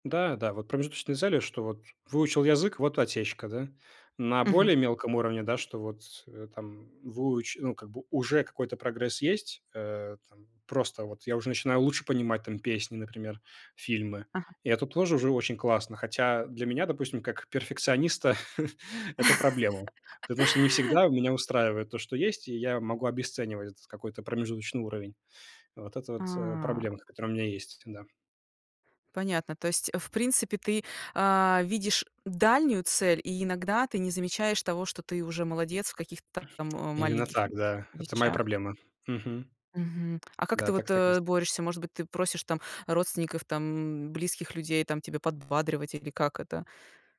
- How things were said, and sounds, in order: chuckle; laugh; tapping; tsk; grunt
- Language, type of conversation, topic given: Russian, podcast, Как менялись твои амбиции с годами?